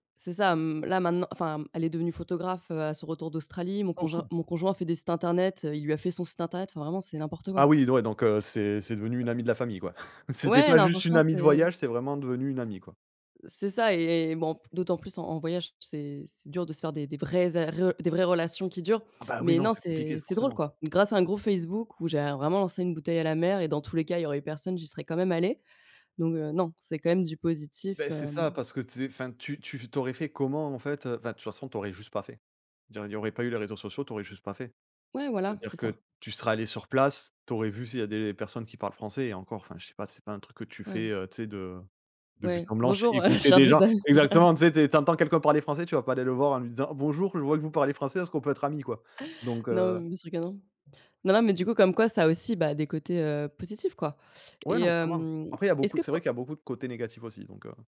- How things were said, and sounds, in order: "conjoint" said as "conjint"; tapping; chuckle; other background noise; laughing while speaking: "je cherche des amis"; laugh
- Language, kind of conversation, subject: French, unstructured, Qu’est-ce que la technologie a apporté de positif dans ta vie ?